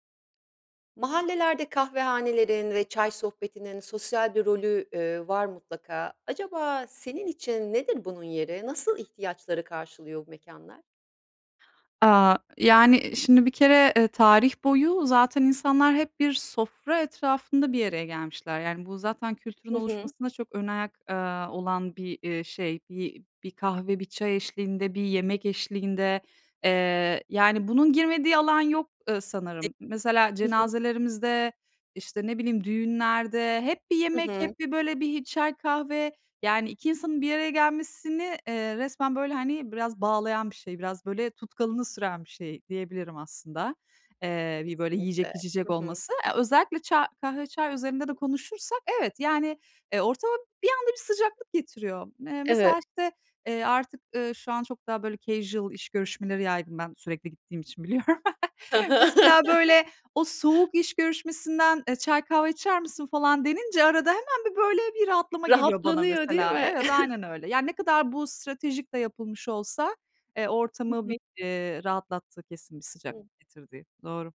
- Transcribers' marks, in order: tapping; unintelligible speech; in English: "casual"; chuckle; laughing while speaking: "Hı hı"; chuckle; chuckle
- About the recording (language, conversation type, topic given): Turkish, podcast, Mahallede kahvehane ve çay sohbetinin yeri nedir?